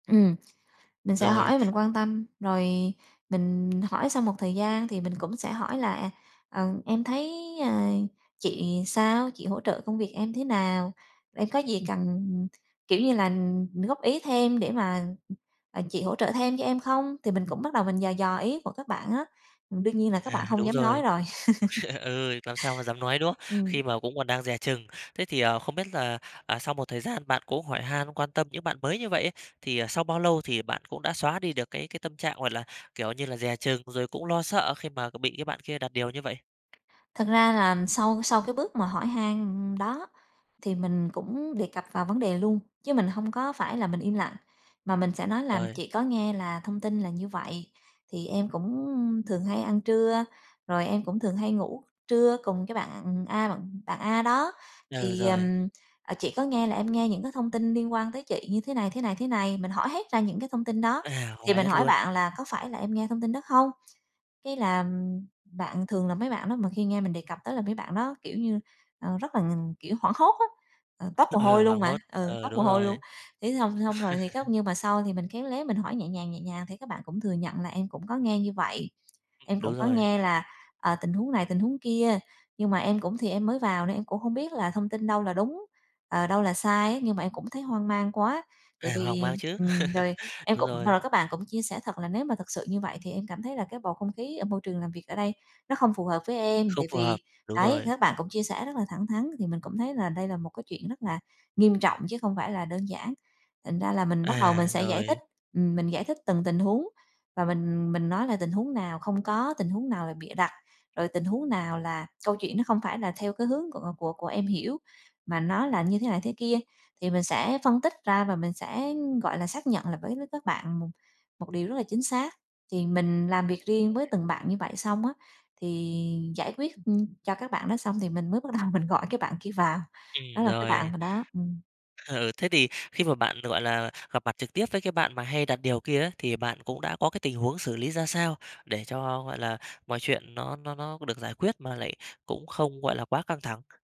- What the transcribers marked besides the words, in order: tapping; other background noise; laugh; laugh; laugh; laughing while speaking: "bắt đầu"; laughing while speaking: "Ờ"
- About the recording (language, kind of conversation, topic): Vietnamese, podcast, Bạn giải thích thế nào khi bị hiểu lầm tại nơi làm việc?